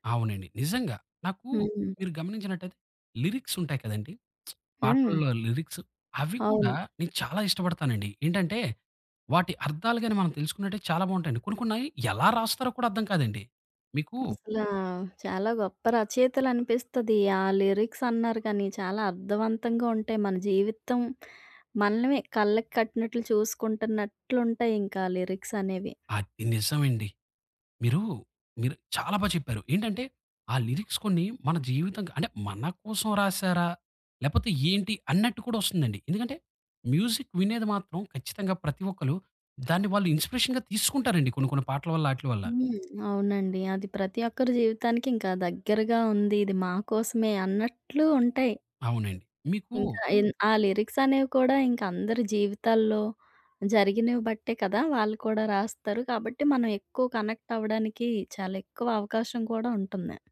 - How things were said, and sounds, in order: in English: "లిరిక్స్"; lip smack; in English: "లిరిక్స్"; tapping; other background noise; in English: "లిరిక్స్"; in English: "మ్యూజిక్"; in English: "ఇన్స్‌పిరేషన్‌గా"; in English: "కనెక్ట్"
- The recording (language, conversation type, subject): Telugu, podcast, నువ్వు ఇతరులతో పంచుకునే పాటల జాబితాను ఎలా ప్రారంభిస్తావు?